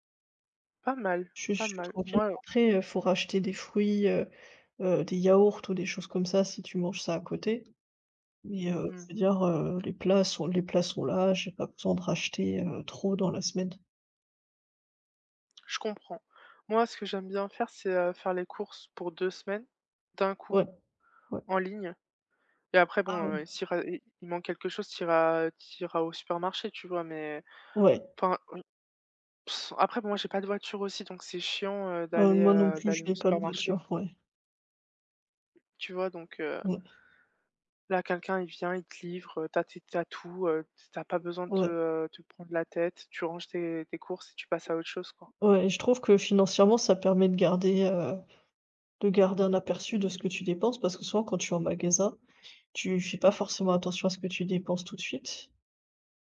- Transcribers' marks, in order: blowing; tapping
- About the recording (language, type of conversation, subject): French, unstructured, Quelle est votre relation avec les achats en ligne et quel est leur impact sur vos habitudes ?